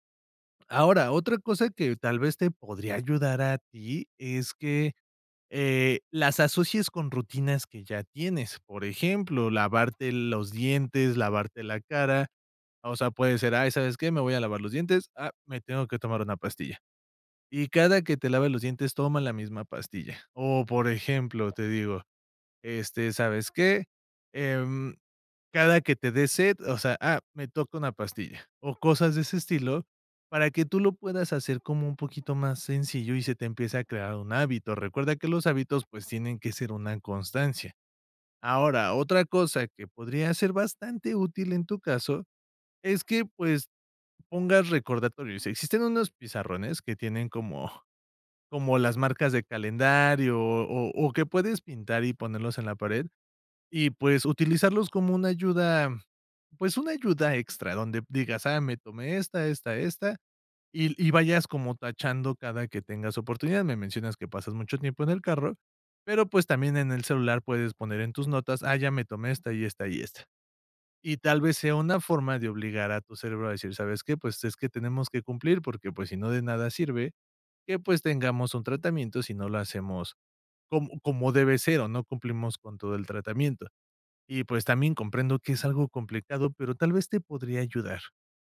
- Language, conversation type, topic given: Spanish, advice, ¿Por qué a veces olvidas o no eres constante al tomar tus medicamentos o suplementos?
- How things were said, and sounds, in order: none